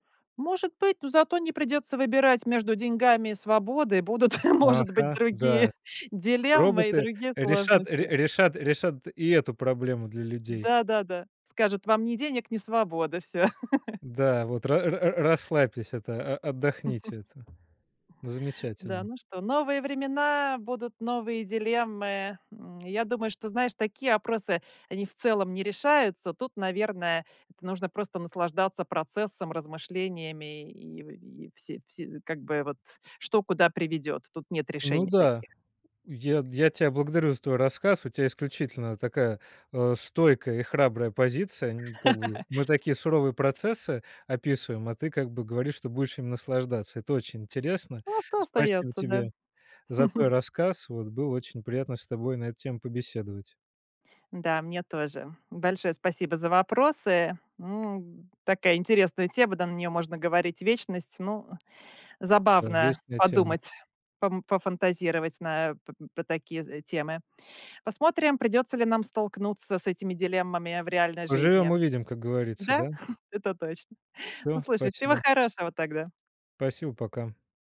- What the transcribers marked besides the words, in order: laughing while speaking: "может быть, другие"; laugh; chuckle; tapping; laugh; chuckle; laughing while speaking: "это точно"
- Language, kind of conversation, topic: Russian, podcast, Что для тебя важнее — деньги или свобода?